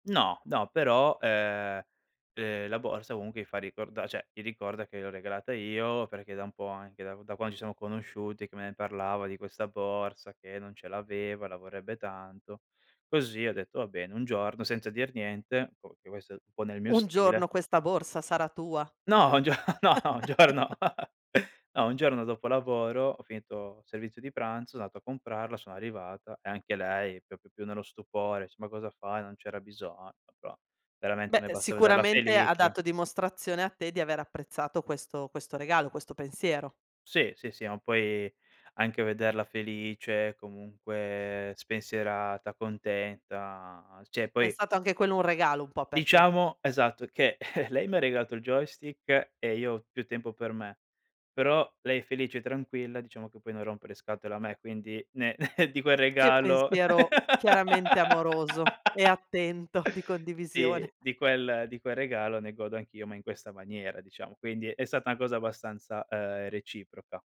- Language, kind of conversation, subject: Italian, podcast, Preferisci le esperienze o gli oggetti materiali, e perché?
- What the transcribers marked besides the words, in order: "cioè" said as "ceh"; laughing while speaking: "gio no un giorno"; laugh; other background noise; giggle; "proprio" said as "propio"; "Cioè" said as "ceh"; chuckle; chuckle; laugh